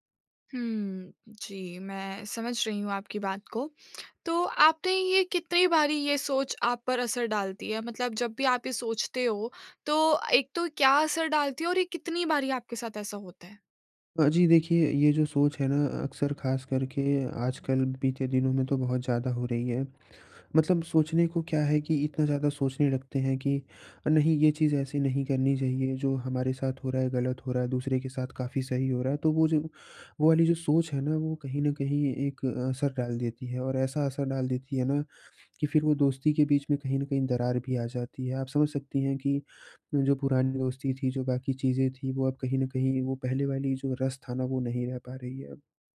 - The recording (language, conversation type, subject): Hindi, advice, मैं दूसरों से अपनी तुलना कम करके अधिक संतोष कैसे पा सकता/सकती हूँ?
- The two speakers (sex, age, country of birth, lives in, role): female, 20-24, India, India, advisor; male, 20-24, India, India, user
- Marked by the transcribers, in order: none